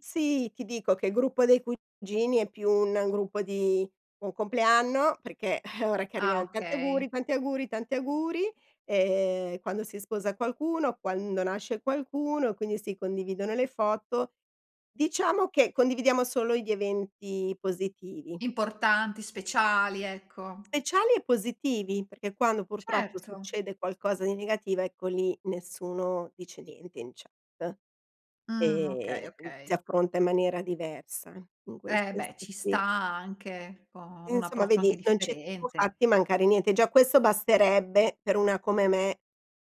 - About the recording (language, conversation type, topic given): Italian, podcast, Come gestisci le chat di gruppo troppo rumorose?
- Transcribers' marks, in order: "Speciali" said as "peciali"; unintelligible speech; "siamo" said as "mo"